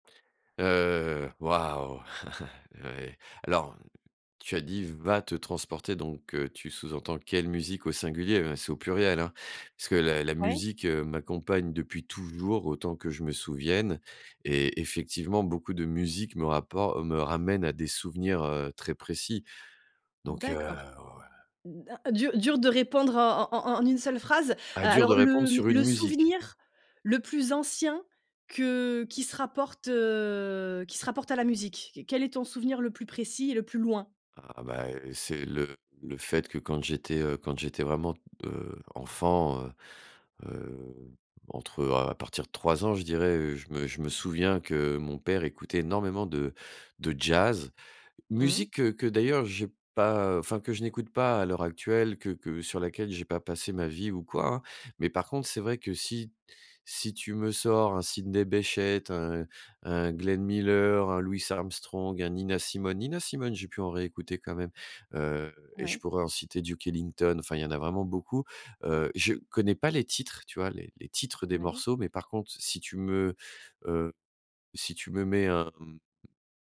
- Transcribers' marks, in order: chuckle; drawn out: "heu"
- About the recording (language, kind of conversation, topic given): French, podcast, Quelle musique te transporte directement dans un souvenir précis ?